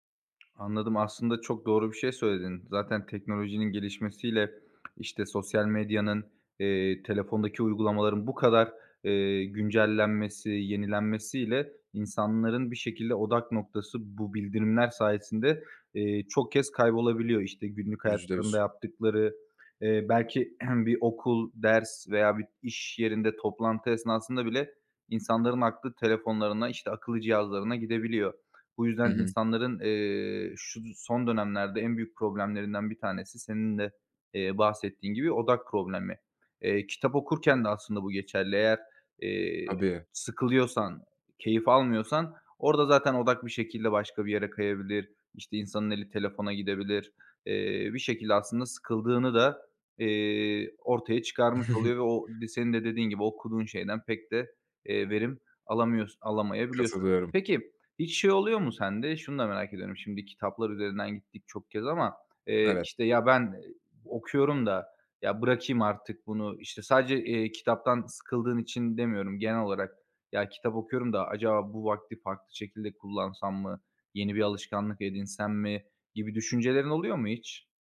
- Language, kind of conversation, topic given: Turkish, podcast, Yeni bir alışkanlık kazanırken hangi adımları izlersin?
- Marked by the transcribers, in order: tapping; throat clearing; chuckle; other background noise